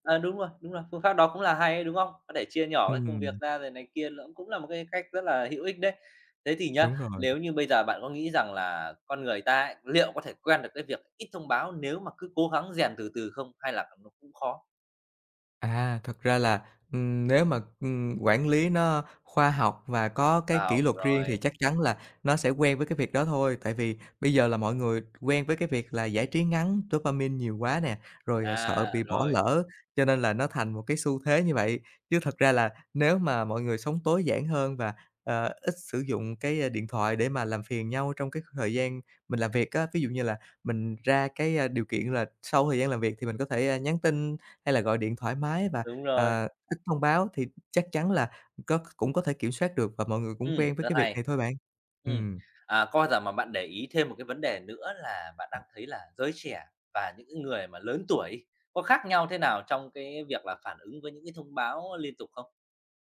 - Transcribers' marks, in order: tapping; other background noise; unintelligible speech; other noise
- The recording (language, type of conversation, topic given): Vietnamese, podcast, Bạn có mẹo nào để giữ tập trung khi liên tục nhận thông báo không?